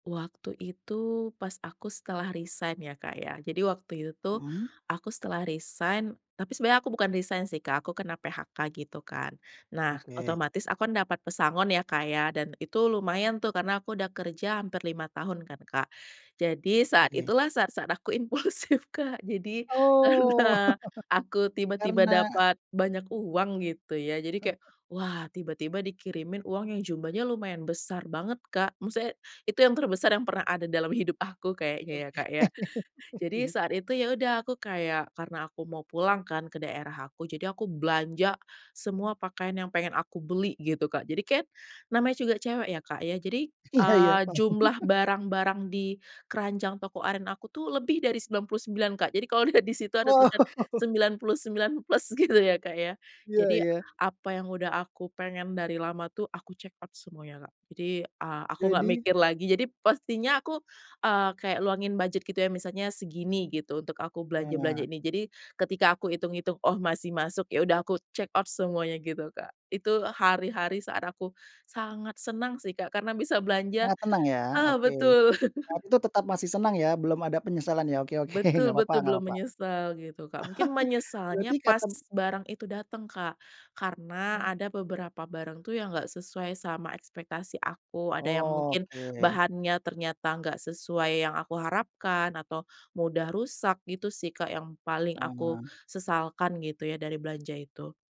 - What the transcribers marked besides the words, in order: laughing while speaking: "impulsif, Kak"; laughing while speaking: "karena"; chuckle; tapping; chuckle; laughing while speaking: "Oke"; chuckle; chuckle; laughing while speaking: "dilihat"; chuckle; laughing while speaking: "plus, gitu"; in English: "checkout"; in English: "checkout"; chuckle; other background noise; laughing while speaking: "oke"; chuckle; drawn out: "Oke"
- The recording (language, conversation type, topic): Indonesian, podcast, Apa strategi kamu agar tidak tergoda belanja impulsif?